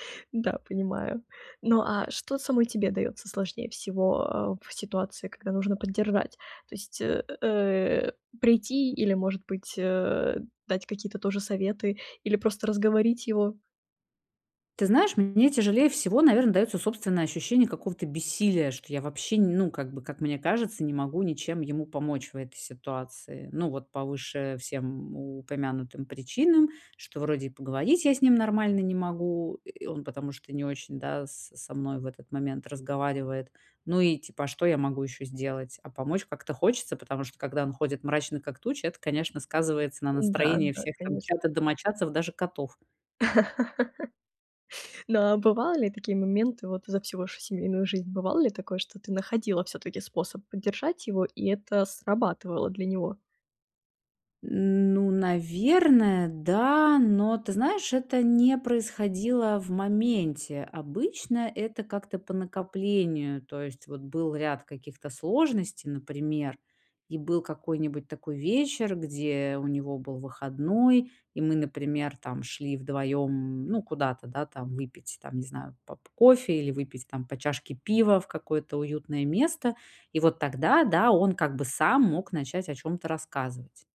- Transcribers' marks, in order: laugh
- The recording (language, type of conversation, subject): Russian, advice, Как поддержать партнёра, который переживает жизненные трудности?